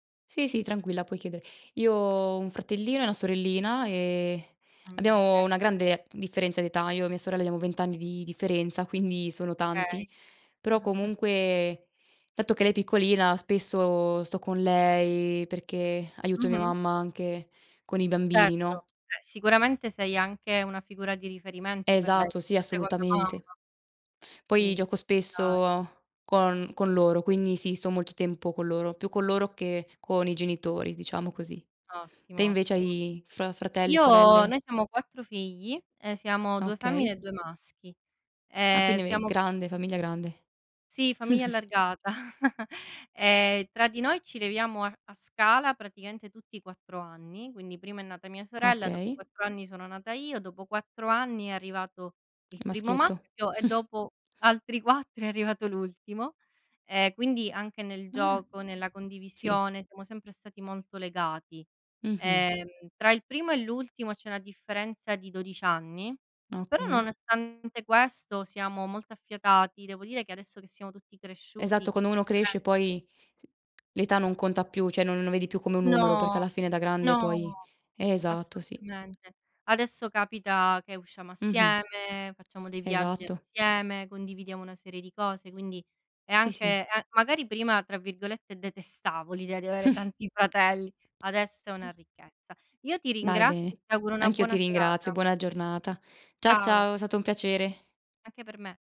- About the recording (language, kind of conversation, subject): Italian, unstructured, Che cosa ti fa sentire amato in famiglia?
- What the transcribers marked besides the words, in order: tapping; "Okay" said as "kay"; chuckle; chuckle; other background noise; chuckle; chuckle